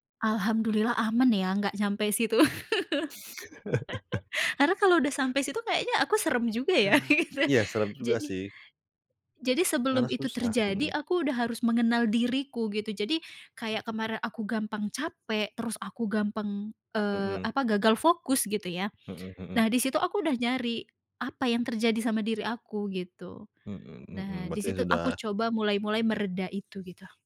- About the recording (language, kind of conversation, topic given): Indonesian, podcast, Bagaimana cara kamu mengelola stres sehari-hari?
- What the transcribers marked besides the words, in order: chuckle; laugh; laughing while speaking: "gitu"; other background noise